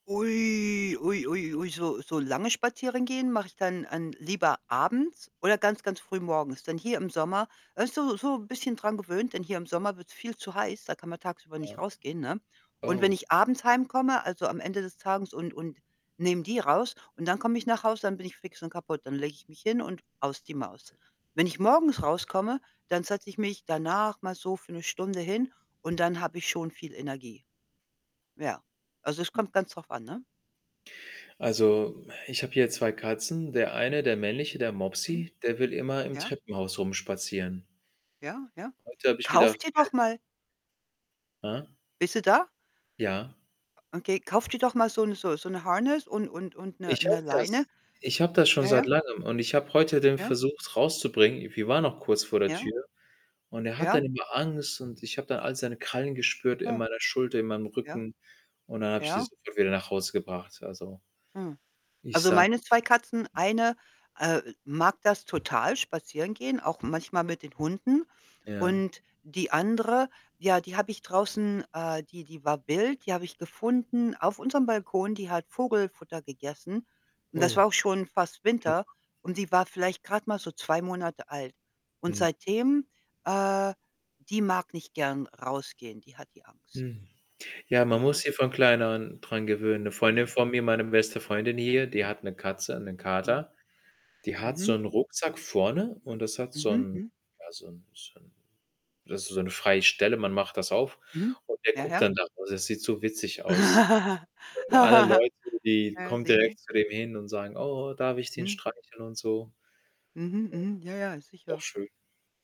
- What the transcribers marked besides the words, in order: static; other background noise; distorted speech; unintelligible speech; in English: "Harness"; unintelligible speech; laugh
- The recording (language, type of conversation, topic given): German, unstructured, Wie wirkt sich Sport auf die mentale Gesundheit aus?